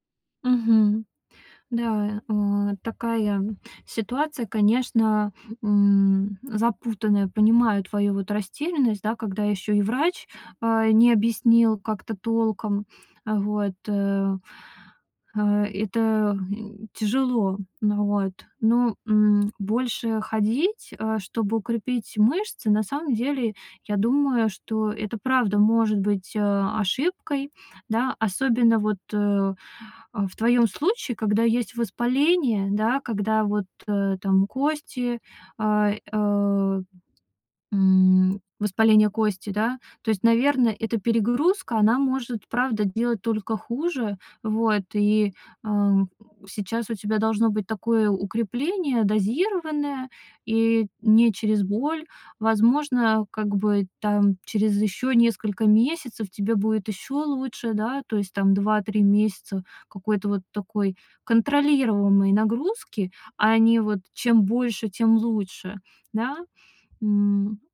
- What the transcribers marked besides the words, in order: tapping
- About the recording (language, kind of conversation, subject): Russian, advice, Как внезапная болезнь или травма повлияла на ваши возможности?
- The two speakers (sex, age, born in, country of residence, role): female, 30-34, Russia, Estonia, advisor; female, 40-44, Russia, Hungary, user